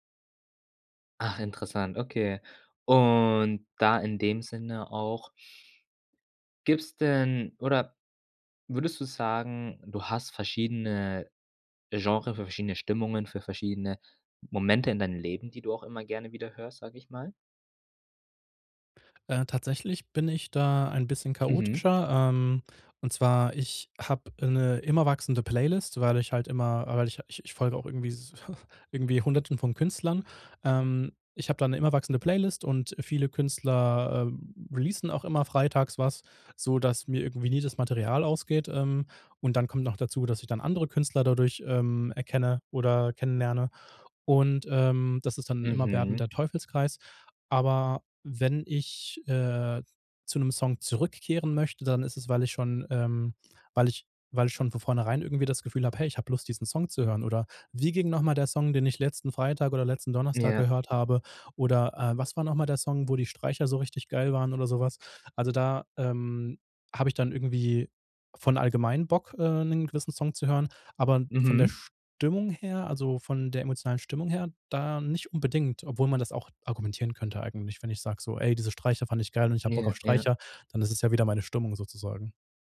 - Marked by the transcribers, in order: chuckle
- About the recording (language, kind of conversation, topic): German, podcast, Was macht ein Lied typisch für eine Kultur?